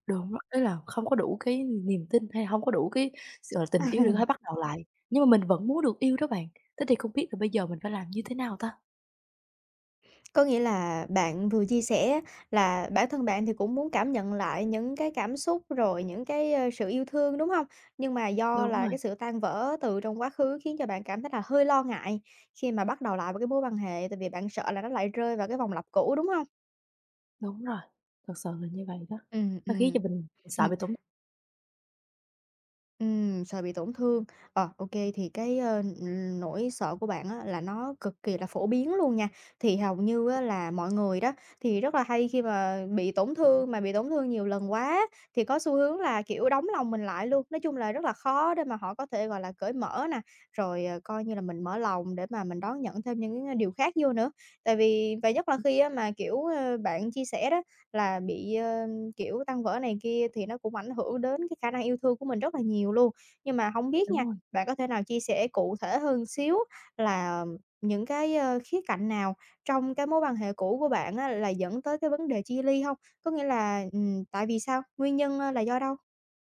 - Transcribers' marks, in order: other background noise; tapping; chuckle
- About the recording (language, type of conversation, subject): Vietnamese, advice, Khi nào tôi nên bắt đầu hẹn hò lại sau khi chia tay hoặc ly hôn?